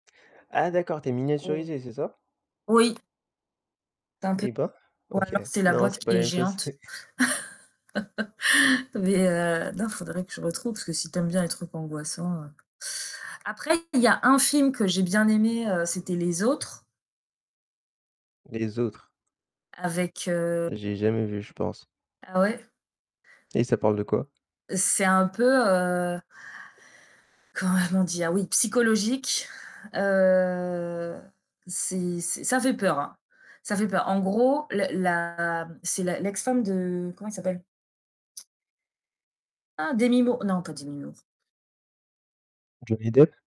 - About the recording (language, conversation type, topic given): French, unstructured, Quel est le film qui t’a le plus surpris récemment ?
- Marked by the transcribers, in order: unintelligible speech; tapping; distorted speech; chuckle; static; "Comment" said as "coemment"; drawn out: "heu"; tsk